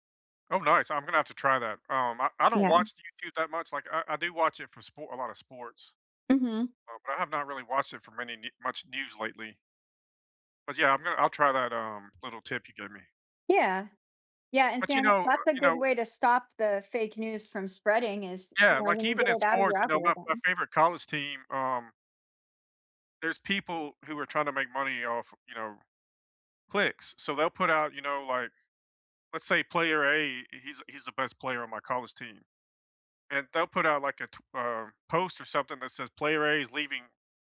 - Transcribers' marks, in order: other background noise
- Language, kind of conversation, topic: English, unstructured, What do you think is the impact of fake news?
- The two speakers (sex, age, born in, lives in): female, 30-34, United States, United States; male, 55-59, United States, United States